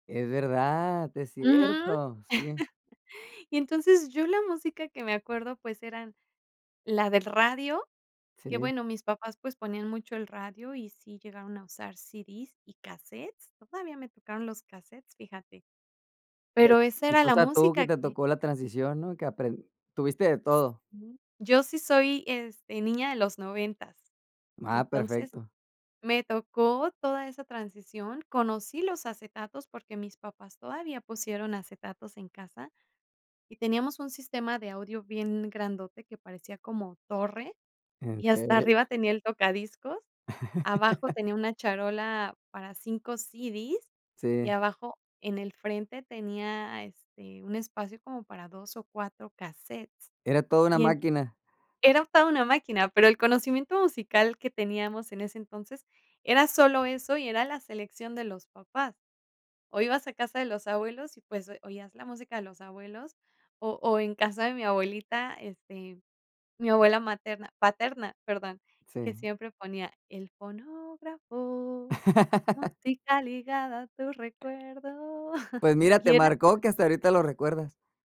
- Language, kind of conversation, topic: Spanish, podcast, ¿Cómo descubres música nueva hoy en día?
- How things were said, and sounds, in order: laugh; other background noise; unintelligible speech; laugh; laugh; singing: "el fonógrafo, música ligada a tu recuerdo"; tapping; chuckle